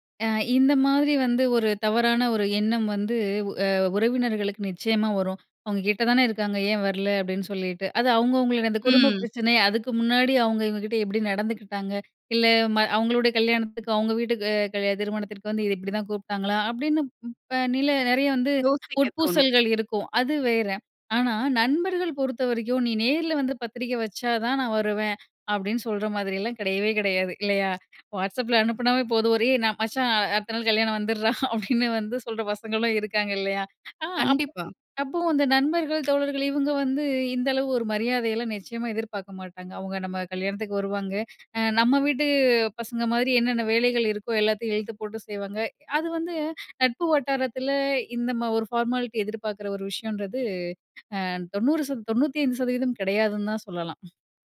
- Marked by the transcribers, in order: none
- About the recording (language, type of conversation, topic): Tamil, podcast, சமூக ஊடகங்கள் உறவுகளை எவ்வாறு மாற்றி இருக்கின்றன?